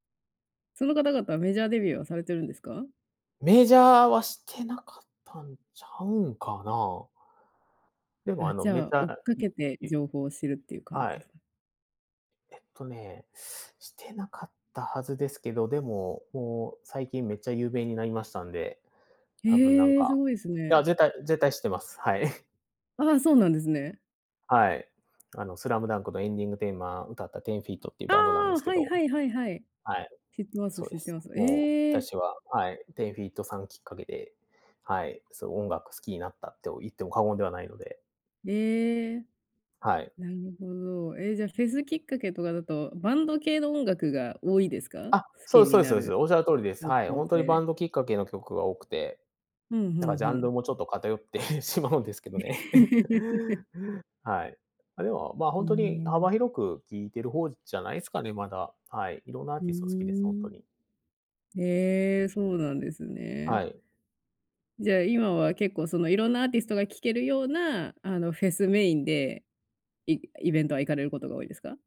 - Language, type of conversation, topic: Japanese, podcast, 音楽にハマったきっかけは何ですか?
- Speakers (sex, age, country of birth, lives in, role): female, 30-34, Japan, United States, host; male, 30-34, Japan, Japan, guest
- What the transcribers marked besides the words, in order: chuckle